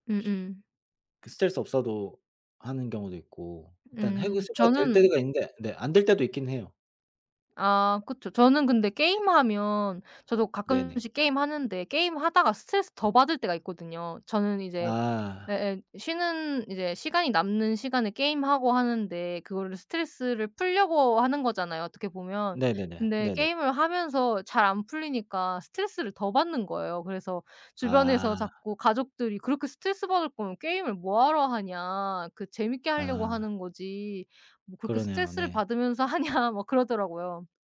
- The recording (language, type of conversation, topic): Korean, unstructured, 기분 전환할 때 추천하고 싶은 취미가 있나요?
- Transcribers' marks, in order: tapping; laughing while speaking: "하냐"